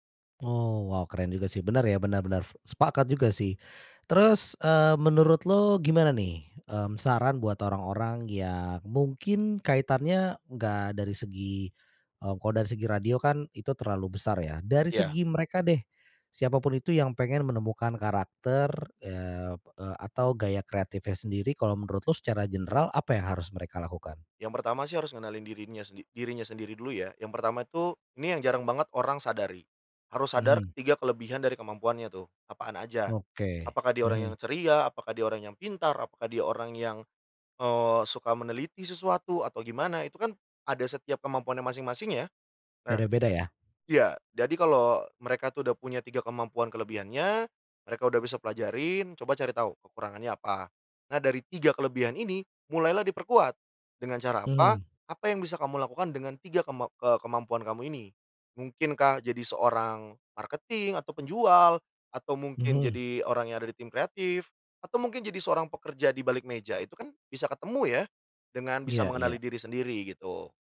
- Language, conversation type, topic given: Indonesian, podcast, Bagaimana kamu menemukan suara atau gaya kreatifmu sendiri?
- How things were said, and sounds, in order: in English: "general"; in English: "marketing"